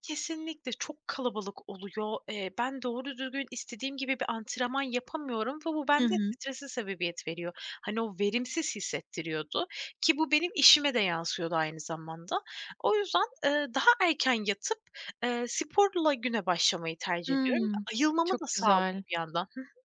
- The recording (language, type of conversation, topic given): Turkish, podcast, Günlük küçük alışkanlıklar işine nasıl katkı sağlar?
- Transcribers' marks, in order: none